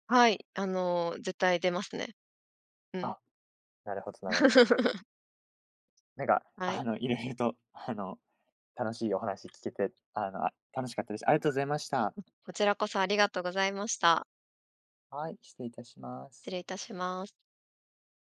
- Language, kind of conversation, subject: Japanese, podcast, おばあちゃんのレシピにはどんな思い出がありますか？
- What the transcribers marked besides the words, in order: laugh; laughing while speaking: "色々とあの"